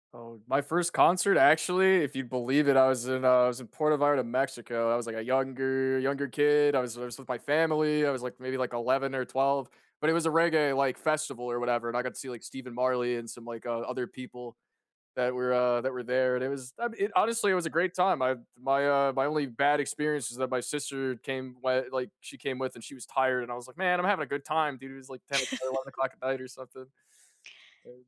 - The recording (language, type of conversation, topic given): English, unstructured, Which live concerts gave you goosebumps, and what made those moments unforgettable for you?
- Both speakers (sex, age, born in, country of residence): female, 40-44, United States, United States; male, 20-24, United States, United States
- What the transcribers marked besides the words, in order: chuckle; other background noise